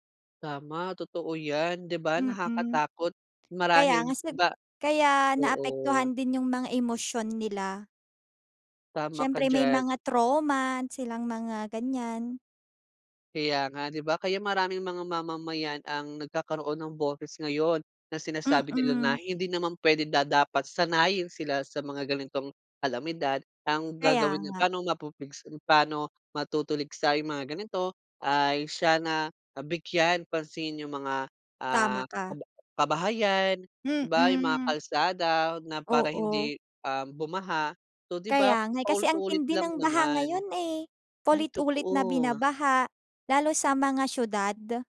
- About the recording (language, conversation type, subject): Filipino, unstructured, Paano mo tinitingnan ang mga epekto ng mga likás na kalamidad?
- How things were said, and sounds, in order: none